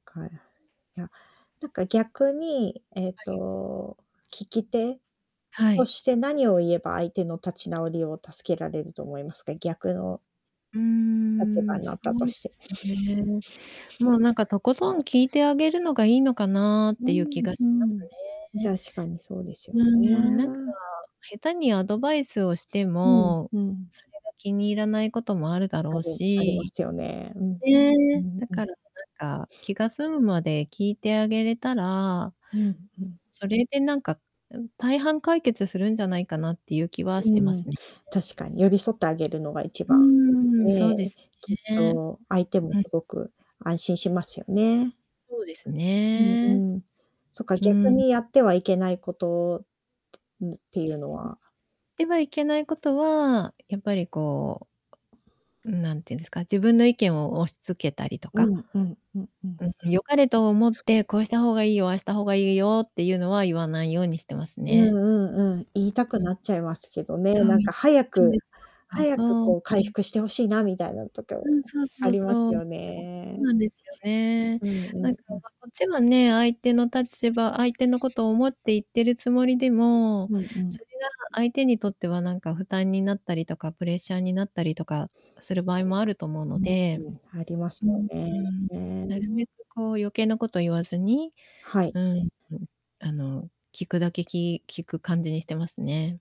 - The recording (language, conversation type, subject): Japanese, podcast, 落ち込んだとき、あなたはどうやって立ち直りますか？
- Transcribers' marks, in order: distorted speech; static; other background noise